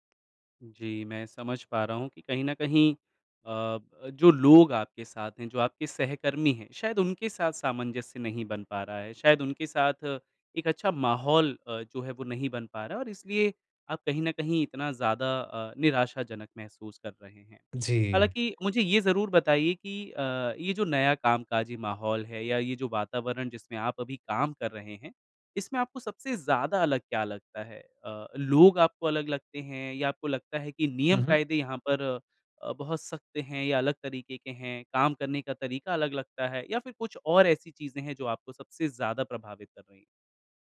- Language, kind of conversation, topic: Hindi, advice, नई नौकरी और अलग कामकाजी वातावरण में ढलने का आपका अनुभव कैसा रहा है?
- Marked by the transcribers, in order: tapping